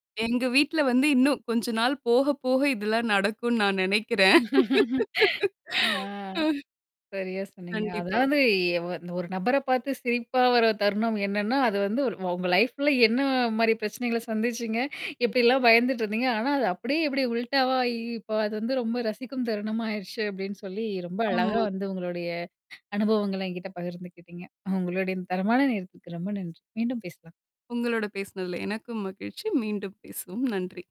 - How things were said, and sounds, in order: laugh; static; laugh; in English: "லைஃப்ல"; other background noise; other noise
- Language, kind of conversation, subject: Tamil, podcast, அந்த நபரை நினைத்து இன்னும் சிரிப்பு வரும் ஒரு தருணத்தை சொல்ல முடியுமா?